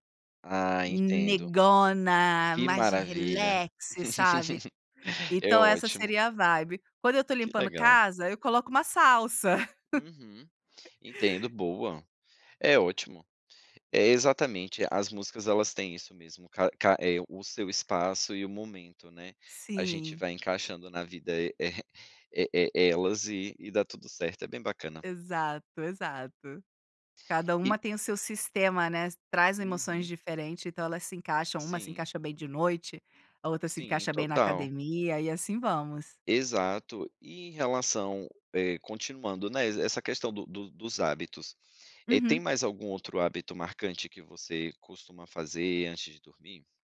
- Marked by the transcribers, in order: in English: "relax"; laugh; in English: "vibe"; chuckle
- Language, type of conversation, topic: Portuguese, podcast, O que não pode faltar no seu ritual antes de dormir?